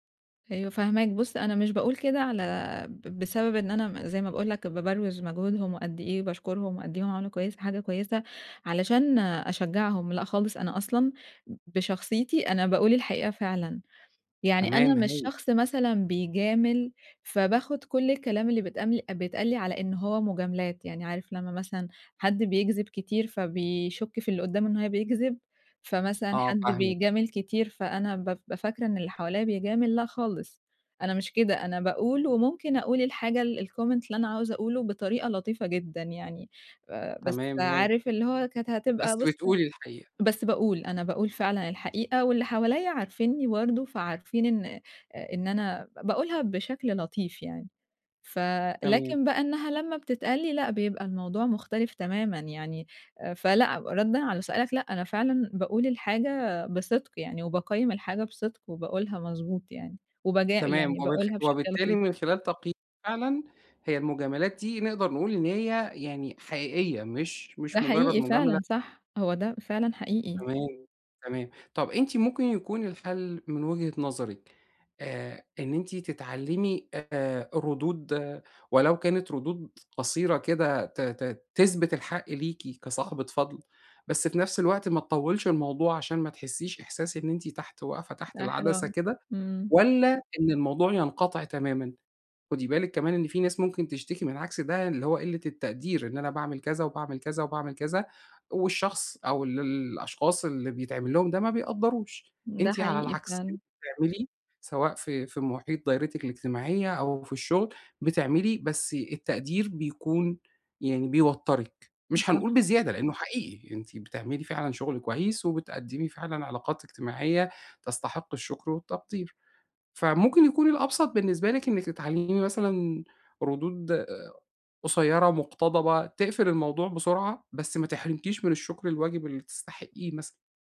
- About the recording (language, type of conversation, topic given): Arabic, advice, إزاي أتعامل بثقة مع مجاملات الناس من غير ما أحس بإحراج أو انزعاج؟
- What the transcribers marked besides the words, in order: in English: "الcomment"; unintelligible speech